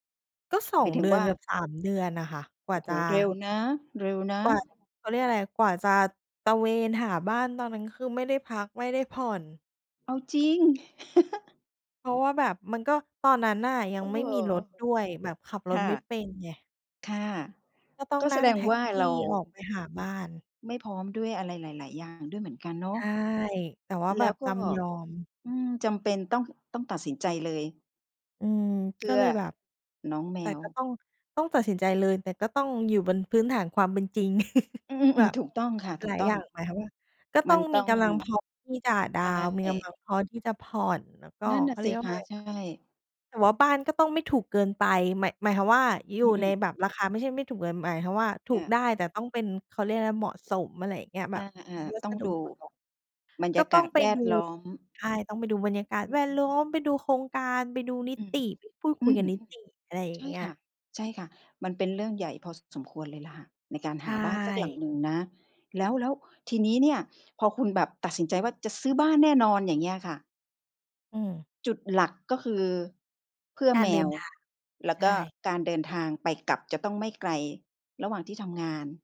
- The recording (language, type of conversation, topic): Thai, podcast, คุณตัดสินใจซื้อบ้านหรือเช่าบ้านโดยพิจารณาจากอะไร และมีเหตุผลอะไรประกอบการตัดสินใจของคุณบ้าง?
- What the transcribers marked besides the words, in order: laugh; chuckle